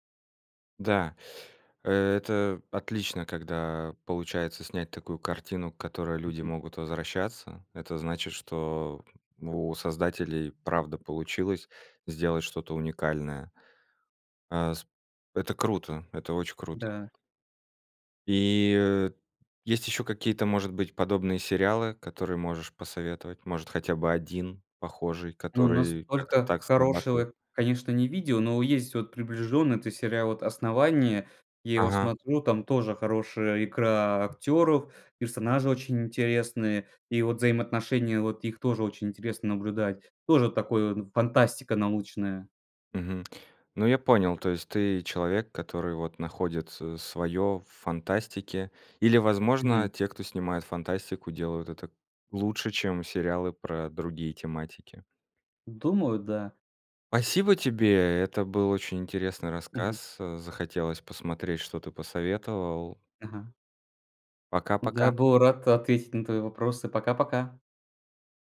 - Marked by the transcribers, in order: tapping
- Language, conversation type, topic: Russian, podcast, Какой сериал стал для тебя небольшим убежищем?